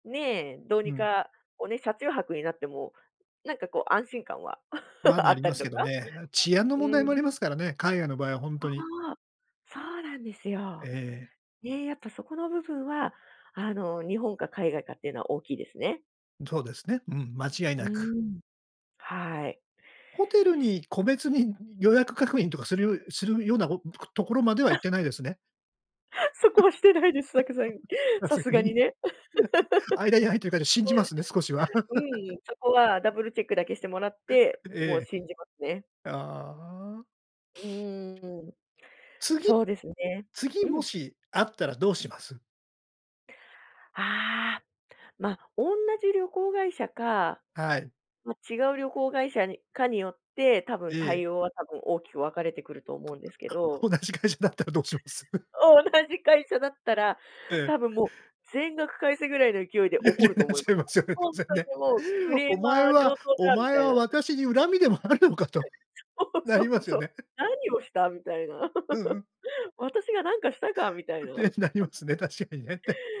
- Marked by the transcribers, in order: laugh; laugh; laugh; laugh; unintelligible speech; laughing while speaking: "同じ会社だったらどうします？"; laugh; laughing while speaking: "同じ会社だったら"; laughing while speaking: "言うようなっちゃいますよね、当然ね"; chuckle; unintelligible speech; laughing while speaking: "そう そう そう"; laugh; laugh; laughing while speaking: "て、なりますね、確かにねって"; laugh
- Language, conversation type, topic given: Japanese, podcast, ホテルの予約が消えていたとき、どう対応しましたか？